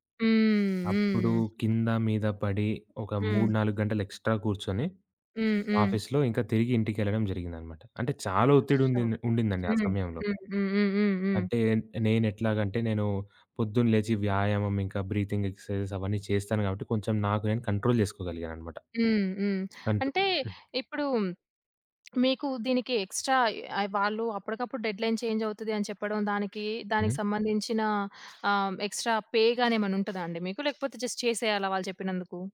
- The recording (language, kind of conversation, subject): Telugu, podcast, సోషియల్ జీవితం, ఇంటి బాధ్యతలు, పని మధ్య మీరు ఎలా సంతులనం చేస్తారు?
- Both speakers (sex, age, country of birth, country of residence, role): female, 25-29, India, India, host; male, 20-24, India, India, guest
- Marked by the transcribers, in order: other background noise; in English: "ఎక్స్‌ట్రా"; in English: "ఆఫీస్‌లో"; in English: "సో"; in English: "బ్రీతింగ్ ఎక్సర్‌సైజెస్"; in English: "కంట్రోల్"; tapping; in English: "ఎక్స్‌ట్రా"; in English: "డెడ్‌లైన్ చేంజ్"; in English: "ఎక్స్‌ట్రా పే"; in English: "జస్ట్"